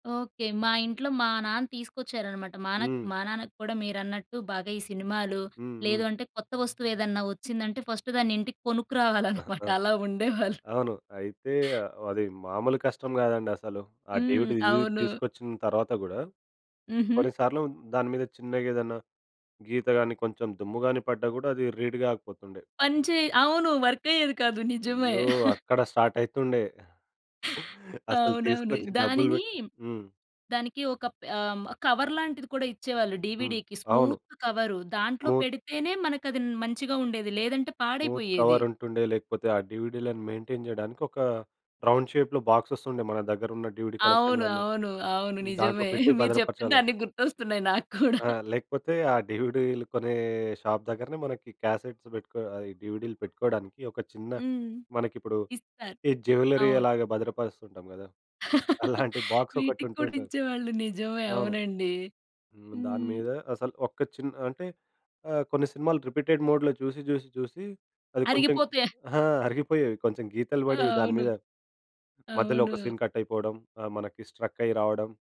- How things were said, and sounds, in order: in English: "ఫస్ట్"; chuckle; in English: "డీవీడిది"; in English: "రీడ్"; chuckle; in English: "స్టార్ట్"; chuckle; laughing while speaking: "అవునవును"; in English: "కవర్"; in English: "డీవీడీకి స్మూత్"; in English: "స్మూత్ కవర్"; in English: "మెయింటైన్"; in English: "రౌండ్ షేప్‌లో బాక్స్‌సెస్"; in English: "డీవీడీ"; chuckle; laughing while speaking: "మీరు చెప్తుంటే అన్ని గుర్తొస్తున్నాయి నాకూడా"; in English: "డీవీడీలు"; in English: "క్యాసెట్స్"; in English: "డీవీడీలు"; in English: "జ్యువెల్లరీ"; chuckle; in English: "బాక్స్"; in English: "రిపీటెడ్ మోడ్‌లో"; in English: "సీన్ కట్"; in English: "స్ట్రక్"
- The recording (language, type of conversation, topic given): Telugu, podcast, వీడియో కాసెట్‌లు లేదా డీవీడీలు ఉన్న రోజుల్లో మీకు ఎలాంటి అనుభవాలు గుర్తొస్తాయి?